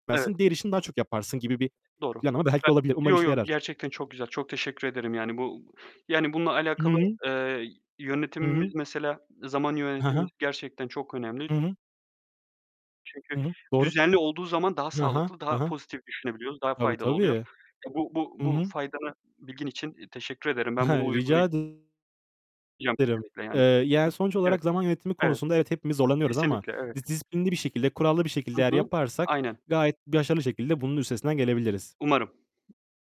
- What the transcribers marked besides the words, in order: unintelligible speech; other background noise; distorted speech; chuckle
- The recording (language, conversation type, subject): Turkish, unstructured, İş yerinde zaman yönetimi hakkında ne düşünüyorsunuz?